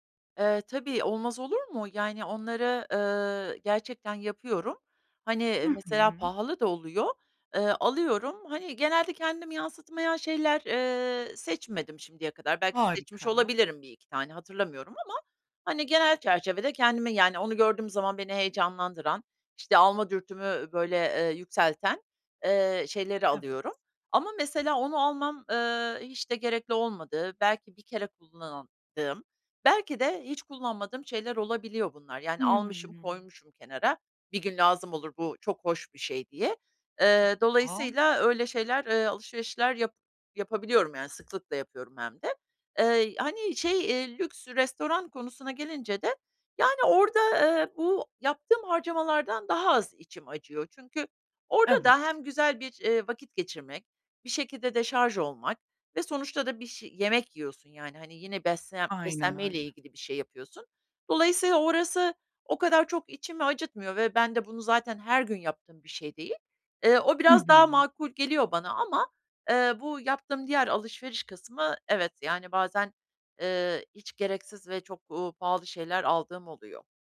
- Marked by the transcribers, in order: other background noise; unintelligible speech
- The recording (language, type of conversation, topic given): Turkish, advice, Tasarruf yapma isteği ile yaşamdan keyif alma dengesini nasıl kurabilirim?